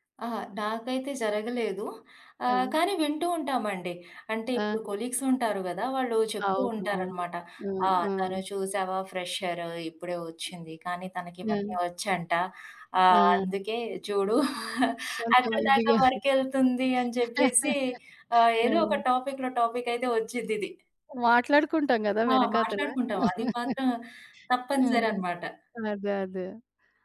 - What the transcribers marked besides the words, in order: in English: "కొలీగ్స్"; in English: "ఫ్రెషర్"; other background noise; chuckle; in English: "వర్క్"; chuckle; in English: "టాపిక్‌లో"; chuckle
- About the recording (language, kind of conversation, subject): Telugu, podcast, మీ నైపుణ్యాలు కొత్త ఉద్యోగంలో మీకు ఎలా ఉపయోగపడ్డాయి?